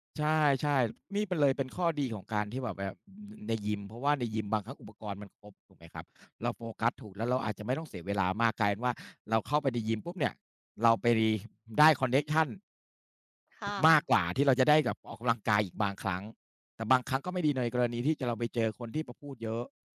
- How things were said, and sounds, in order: other background noise; tapping
- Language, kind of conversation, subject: Thai, unstructured, ระหว่างการออกกำลังกายในยิมกับการวิ่งในสวนสาธารณะ คุณจะเลือกแบบไหน?